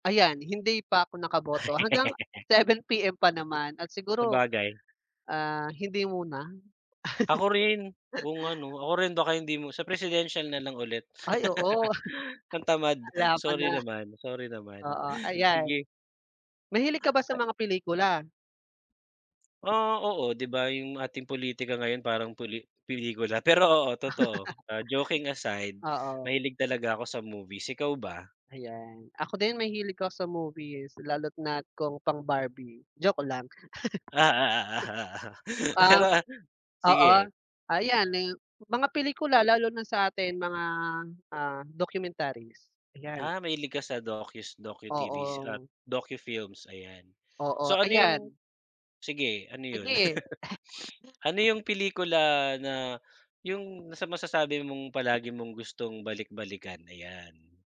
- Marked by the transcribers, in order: laugh; tapping; chuckle; chuckle; laugh; chuckle; chuckle; chuckle; laugh; chuckle
- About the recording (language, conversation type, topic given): Filipino, unstructured, Anong pelikula ang palagi mong gustong balikan?